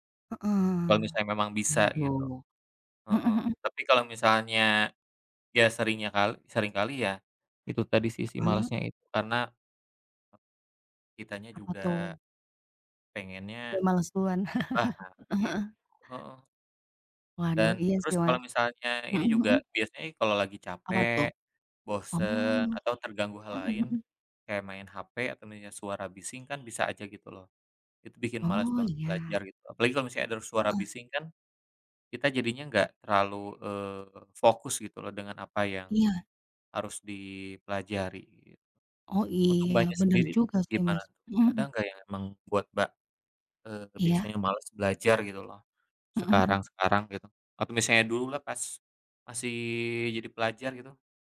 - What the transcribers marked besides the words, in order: other background noise; tapping; chuckle
- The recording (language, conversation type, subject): Indonesian, unstructured, Bagaimana cara kamu mengatasi rasa malas saat belajar?